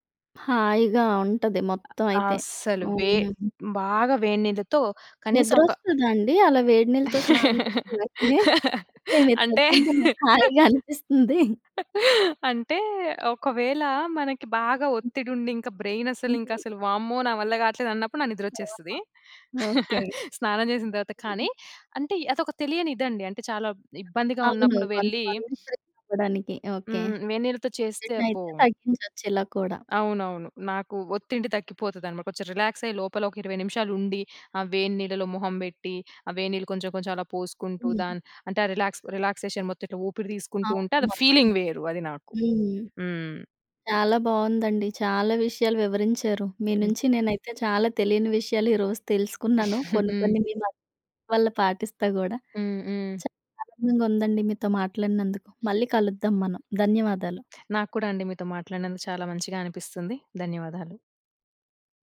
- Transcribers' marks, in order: other noise; laughing while speaking: "అంటే"; chuckle; laugh; in English: "బ్రైన్"; chuckle; tapping; unintelligible speech; sniff; in English: "రిలాక్స్ రిలాక్సేషన్"; in English: "ఫీలింగ్"; chuckle
- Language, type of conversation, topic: Telugu, podcast, పని తర్వాత మీరు ఎలా విశ్రాంతి పొందుతారు?